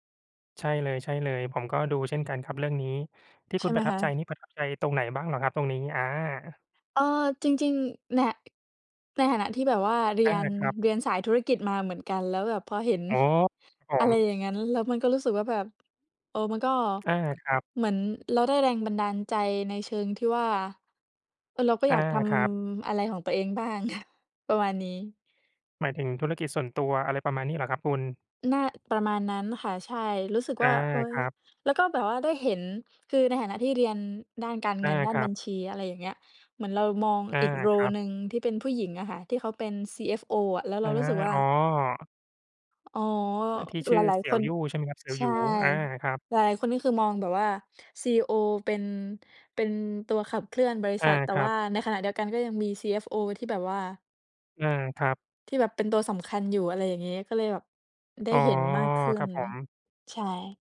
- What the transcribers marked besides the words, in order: tapping; laughing while speaking: "อะ"; in English: "โรล"
- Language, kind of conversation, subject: Thai, unstructured, หนังเรื่องไหนที่คุณดูแล้วรู้สึกประทับใจที่สุด?